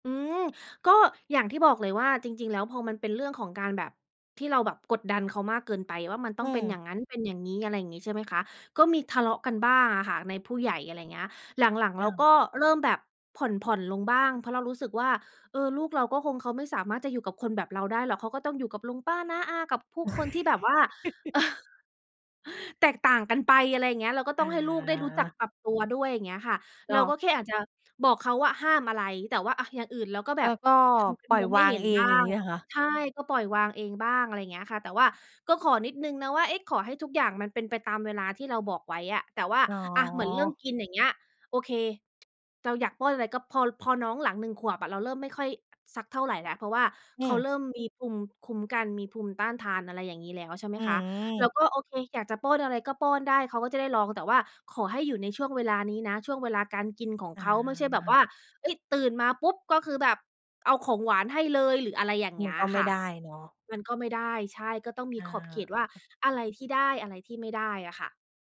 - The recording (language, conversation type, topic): Thai, podcast, คุณเคยตั้งขอบเขตกับคนในครอบครัวไหม และอยากเล่าให้ฟังไหม?
- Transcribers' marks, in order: chuckle; chuckle; other noise